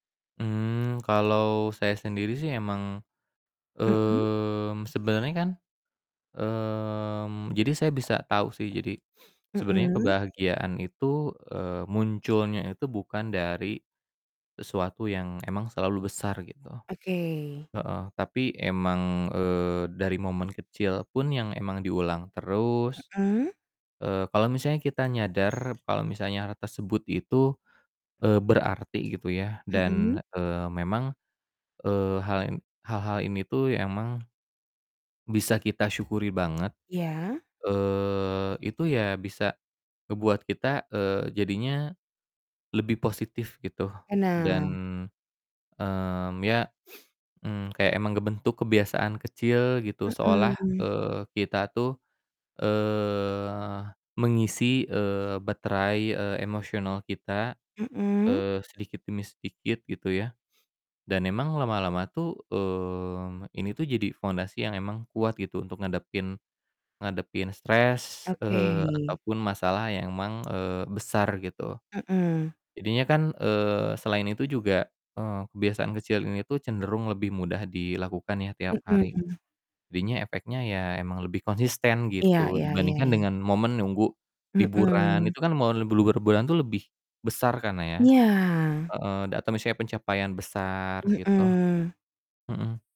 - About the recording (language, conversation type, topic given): Indonesian, unstructured, Apa kebiasaan kecil yang membuat harimu lebih bahagia?
- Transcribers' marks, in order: distorted speech; static; other background noise; drawn out: "mmm"; tapping; "momen" said as "moen"